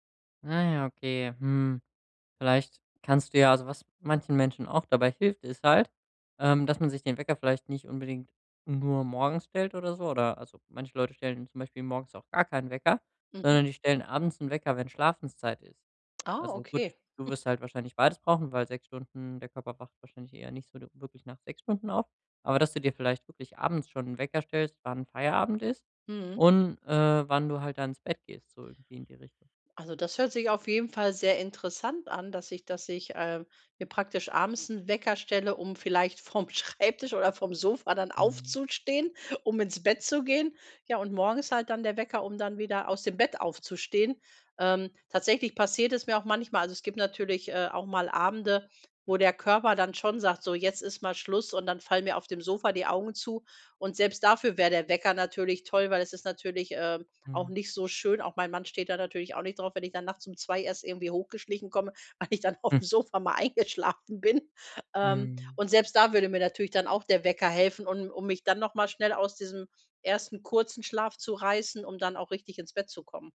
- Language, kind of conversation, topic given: German, advice, Wie kann ich mir täglich feste Schlaf- und Aufstehzeiten angewöhnen?
- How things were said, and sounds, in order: chuckle; laughing while speaking: "vom Schreibtisch"; laughing while speaking: "dann"; laughing while speaking: "weil ich dann aufm Sofa mal eingeschlafen bin"; chuckle